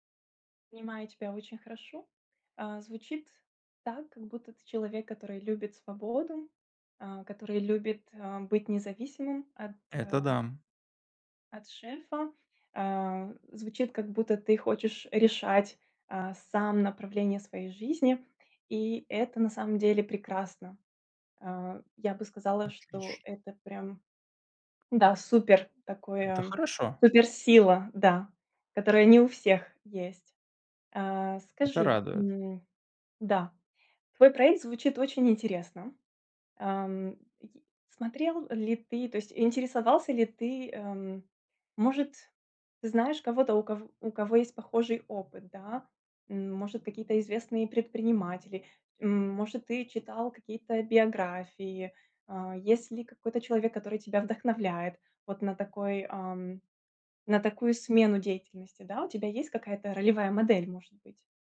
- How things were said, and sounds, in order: other background noise; tapping
- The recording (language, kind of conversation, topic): Russian, advice, Как понять, стоит ли сейчас менять карьерное направление?